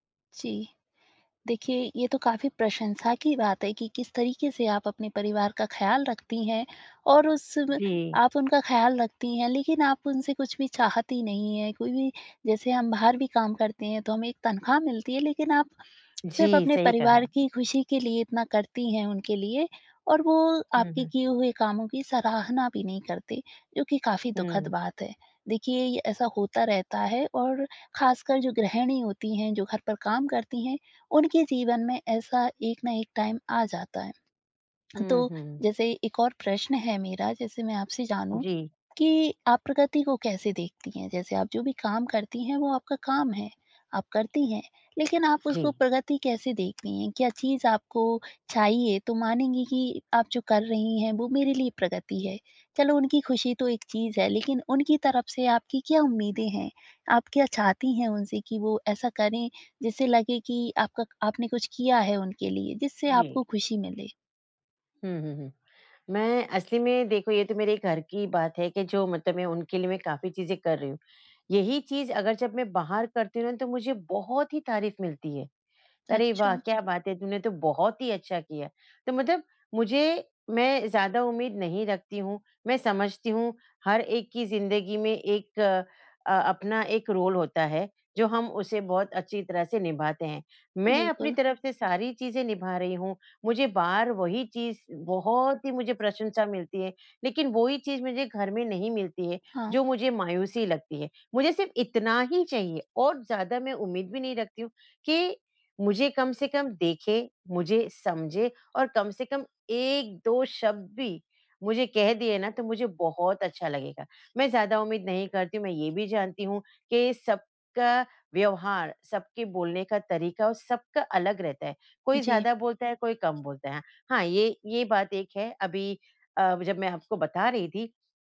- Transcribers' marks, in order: tongue click; in English: "टाइम"; tapping; in English: "रोल"
- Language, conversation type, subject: Hindi, advice, जब प्रगति बहुत धीमी लगे, तो मैं प्रेरित कैसे रहूँ और चोट से कैसे बचूँ?
- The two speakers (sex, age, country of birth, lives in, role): female, 20-24, India, India, advisor; female, 50-54, India, India, user